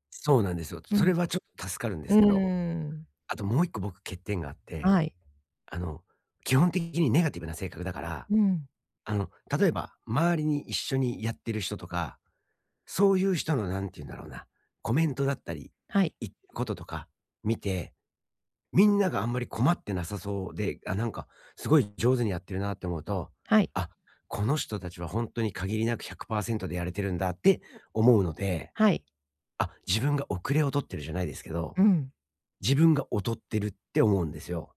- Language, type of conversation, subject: Japanese, advice, 自分の能力に自信が持てない
- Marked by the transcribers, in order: none